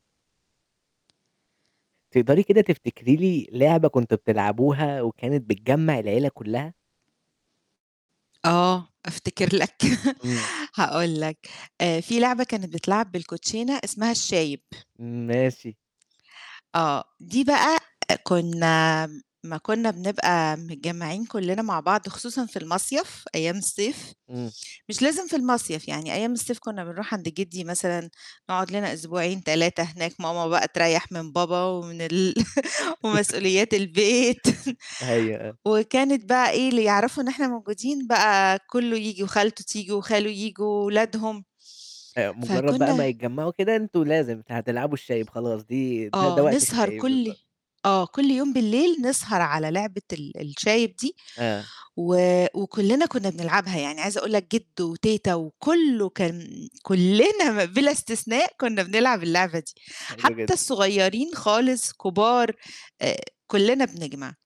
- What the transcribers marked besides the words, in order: laugh; laugh; chuckle; laughing while speaking: "البيت"; tapping
- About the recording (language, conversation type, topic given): Arabic, podcast, إحكي لنا عن لعبة كانت بتجمع العيلة كلها؟